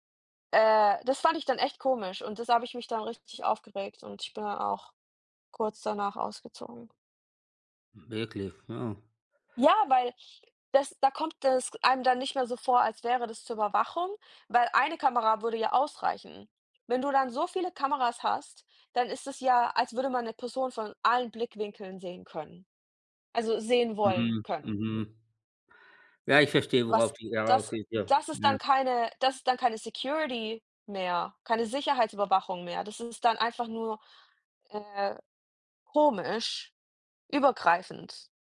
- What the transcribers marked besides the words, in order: unintelligible speech
- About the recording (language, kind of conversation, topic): German, unstructured, Wie stehst du zur technischen Überwachung?